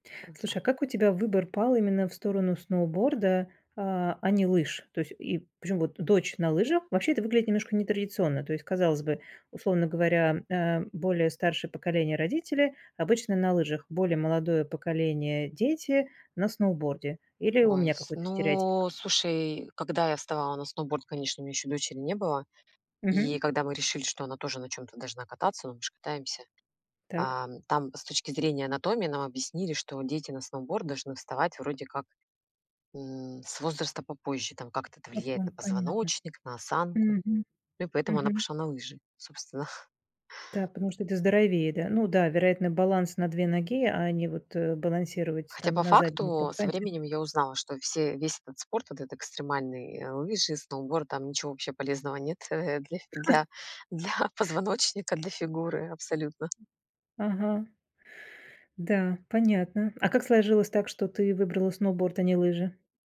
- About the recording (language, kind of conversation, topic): Russian, podcast, Какие хобби помогают тебе сближаться с друзьями или семьёй?
- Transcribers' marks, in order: tapping; chuckle; chuckle; laughing while speaking: "для"; other noise